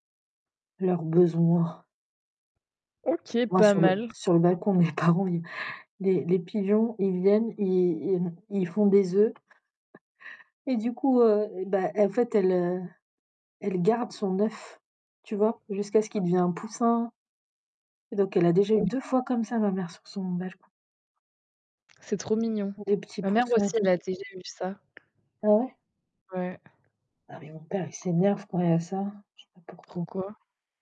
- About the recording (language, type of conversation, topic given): French, unstructured, Préféreriez-vous avoir la capacité de voler ou d’être invisible ?
- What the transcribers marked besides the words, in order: tapping; laughing while speaking: "de mes parents"; chuckle; unintelligible speech; static; distorted speech